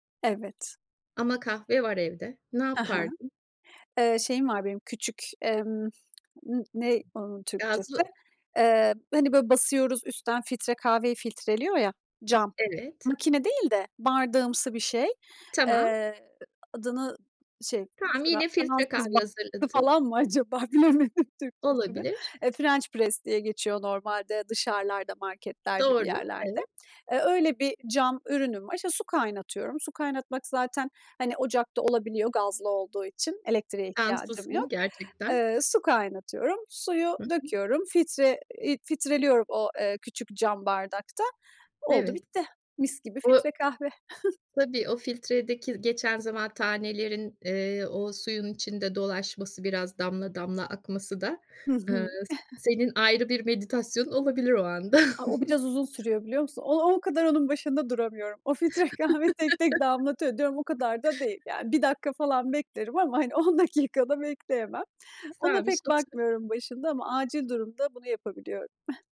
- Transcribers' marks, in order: tapping; lip smack; laughing while speaking: "acaba, bilemedim Türkçesini"; in English: "French press"; other background noise; chuckle; chuckle; chuckle; chuckle; unintelligible speech; chuckle
- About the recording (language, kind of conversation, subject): Turkish, podcast, Sabah kahve ya da çay içme ritüelin nasıl olur ve senin için neden önemlidir?